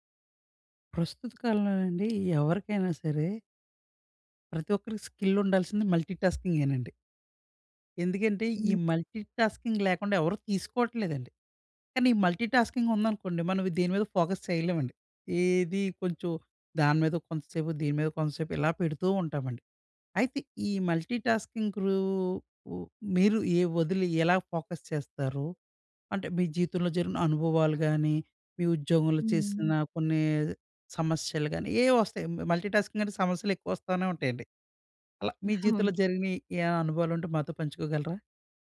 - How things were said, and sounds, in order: other background noise; in English: "స్కిల్"; in English: "మల్టీటాస్కింగ్"; in English: "మల్టీటాస్కింగ్"; in English: "ఫోకస్"; in English: "మల్టీటాస్కింగ్"; in English: "ఫోకస్"; in English: "మల్టీటాస్కింగ్"; chuckle
- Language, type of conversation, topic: Telugu, podcast, మల్టీటాస్కింగ్ చేయడం మానేసి మీరు ఏకాగ్రతగా పని చేయడం ఎలా అలవాటు చేసుకున్నారు?